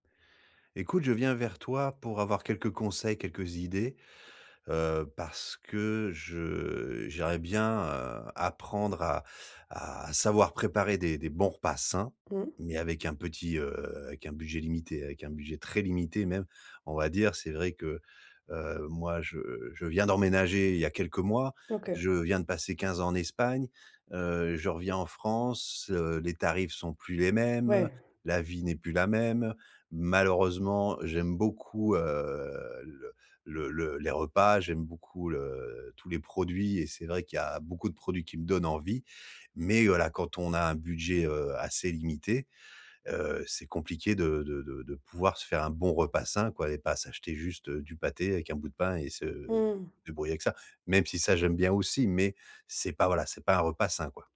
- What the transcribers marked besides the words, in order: other background noise; stressed: "sains"; stressed: "très"; drawn out: "heu"
- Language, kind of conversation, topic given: French, advice, Comment préparer des repas sains avec un budget très limité ?